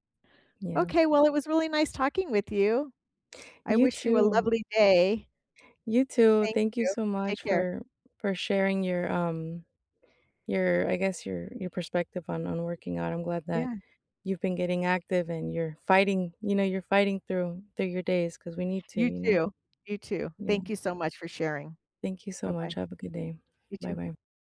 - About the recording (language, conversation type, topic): English, unstructured, What is the most rewarding part of staying physically active?
- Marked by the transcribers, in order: none